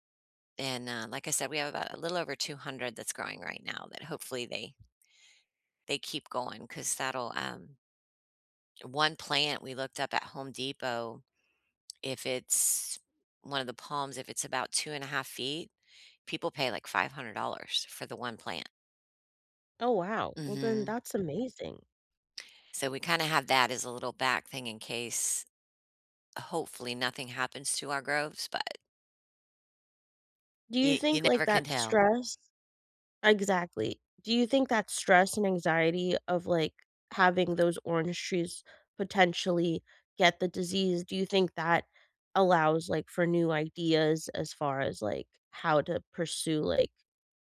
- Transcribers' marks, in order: drawn out: "it's"
- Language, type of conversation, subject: English, unstructured, How do you deal with the fear of losing your job?